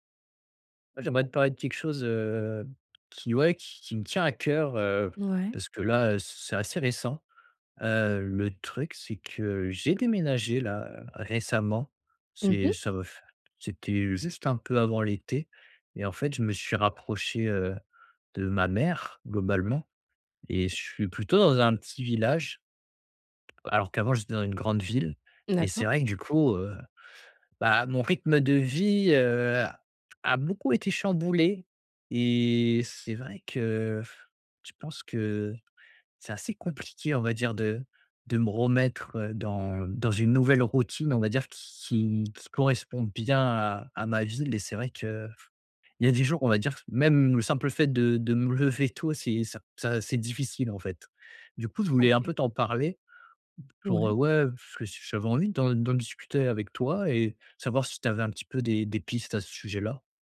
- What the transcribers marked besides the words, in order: tapping; stressed: "remettre"
- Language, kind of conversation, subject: French, advice, Comment adapter son rythme de vie à un nouvel environnement après un déménagement ?